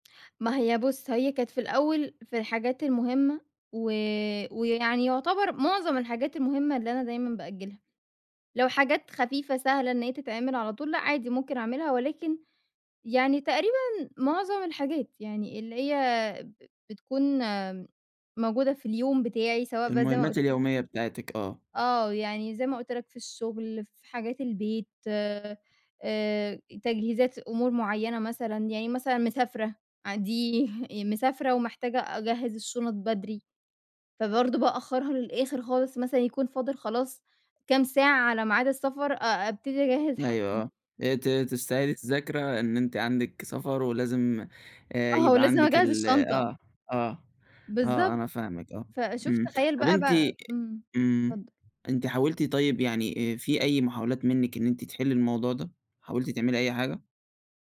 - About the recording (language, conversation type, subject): Arabic, advice, إيه اللي بيخليك تأجّل دايمًا الحاجات المهمة اللي لازم تتعمل؟
- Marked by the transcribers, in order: none